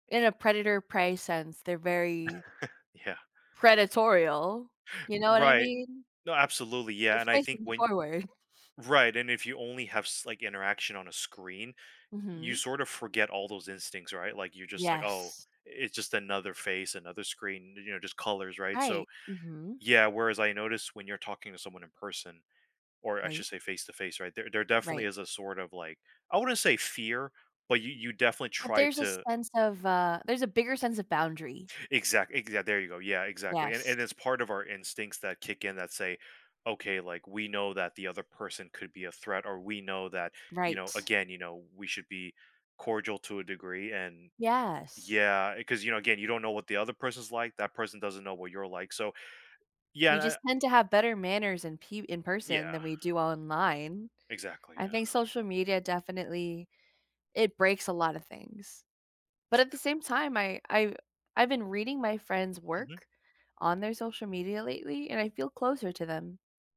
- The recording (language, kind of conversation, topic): English, unstructured, How has social media changed the way we connect with others?
- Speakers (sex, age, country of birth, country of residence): female, 25-29, United States, United States; male, 35-39, United States, United States
- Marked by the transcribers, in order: chuckle; other background noise; tapping